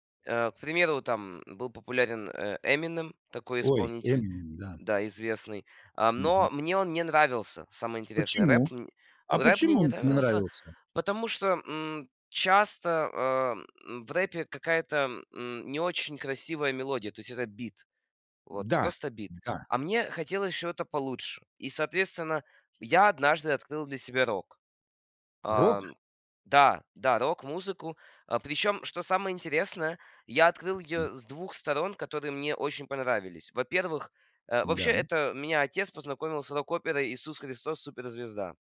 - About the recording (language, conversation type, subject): Russian, podcast, Какая музыка у вас ассоциируется с детством?
- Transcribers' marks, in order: unintelligible speech